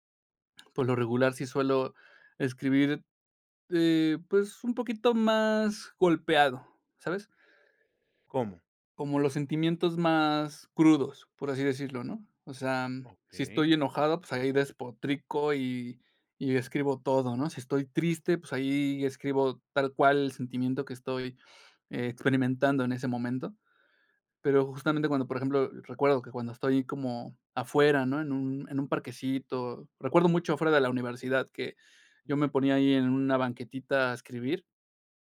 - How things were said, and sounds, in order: other background noise
- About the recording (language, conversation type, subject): Spanish, podcast, ¿De qué manera la soledad en la naturaleza te inspira?